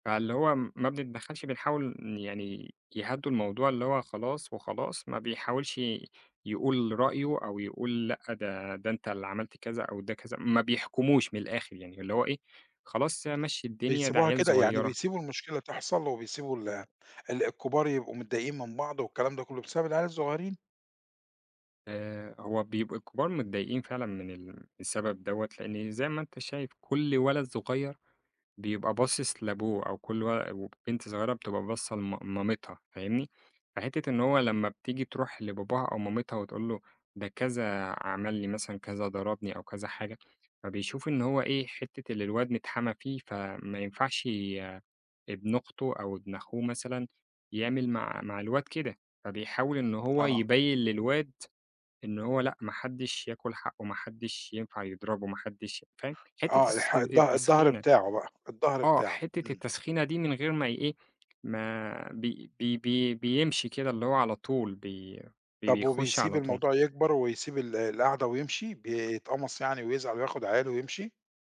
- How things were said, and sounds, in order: none
- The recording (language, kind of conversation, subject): Arabic, podcast, احكيلي عن تقليد عائلي بتحبّه؟